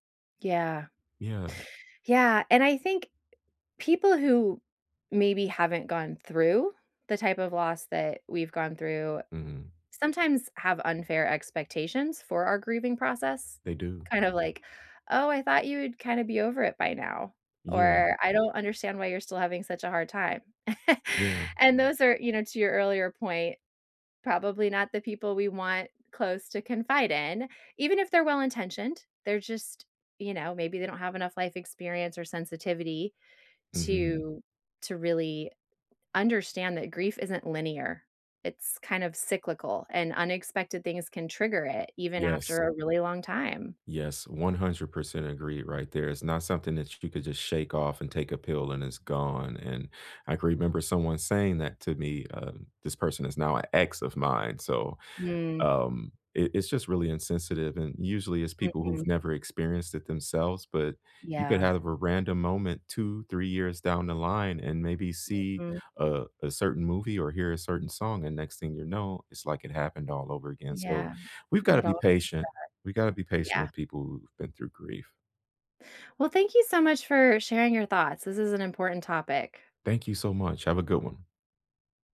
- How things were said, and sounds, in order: chuckle; other background noise
- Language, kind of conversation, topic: English, unstructured, What helps people cope with losing someone?